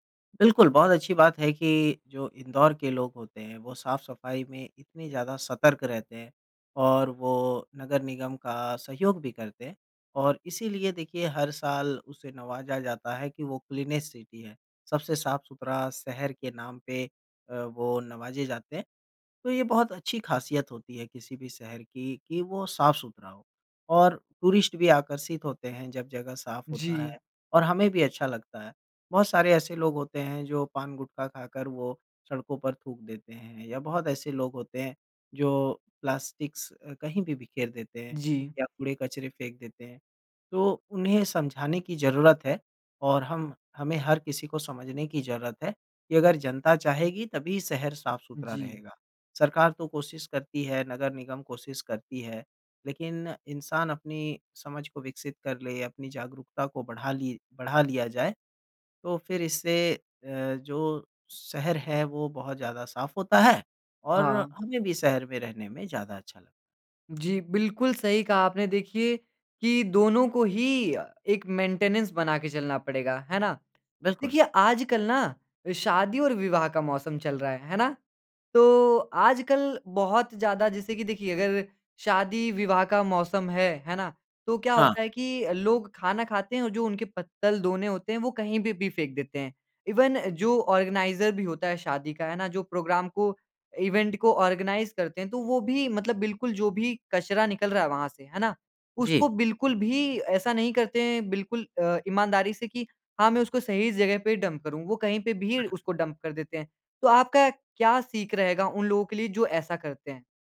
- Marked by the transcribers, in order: in English: "क्लीनेस्ट सिटी"; in English: "टूरिस्ट"; in English: "प्लास्टिक्स"; in English: "मेंटेनेंस"; in English: "इवन"; in English: "ऑर्गेनाइज़र"; in English: "प्रोग्राम"; in English: "इवेंट"; in English: "ऑर्गनाइज़"; in English: "डंप"; in English: "डंप"; unintelligible speech; tapping
- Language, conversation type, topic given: Hindi, podcast, कम कचरा बनाने से रोज़मर्रा की ज़िंदगी में क्या बदलाव आएंगे?